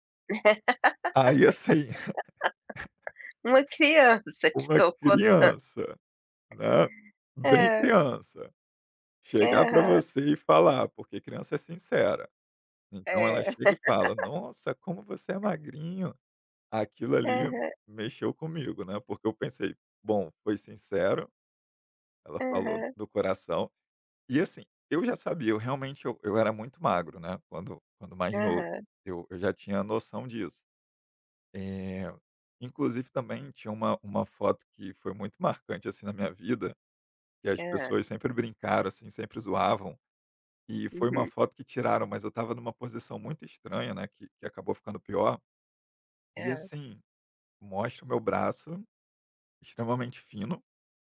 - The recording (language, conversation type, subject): Portuguese, podcast, Qual é a história por trás do seu hobby favorito?
- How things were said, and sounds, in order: laugh; tapping; laughing while speaking: "Uma criança te tocou tan"; laughing while speaking: "Aí, assim"; laugh; other background noise; laugh